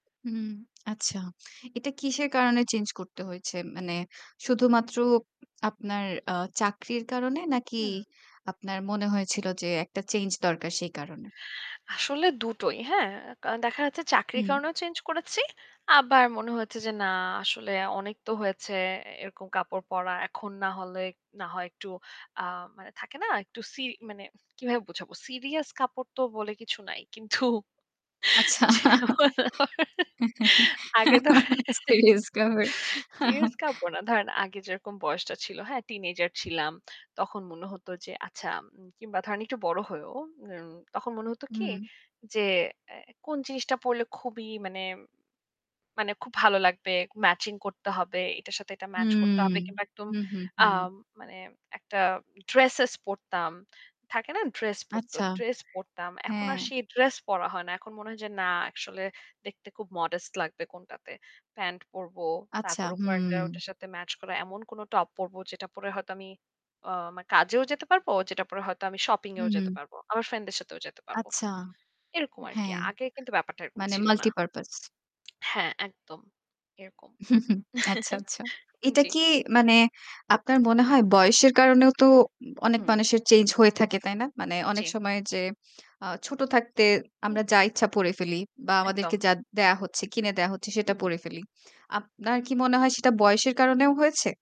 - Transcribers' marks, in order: static; other background noise; distorted speech; laughing while speaking: "আচ্ছা। সিরিয়াস কাপড়"; laughing while speaking: "কিন্তু যেমন ধ আগে ধরেন সিরিয়াস কাপড় না"; laugh; in English: "টিনেজার"; in English: "ড্রেসেস"; "আসলে" said as "একশলে"; in English: "modest"; in English: "multipurpose"; chuckle; tapping; chuckle
- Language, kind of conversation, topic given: Bengali, podcast, স্টাইল বদলে কীভাবে নিজেকে নতুনভাবে উপস্থাপন করা যায়?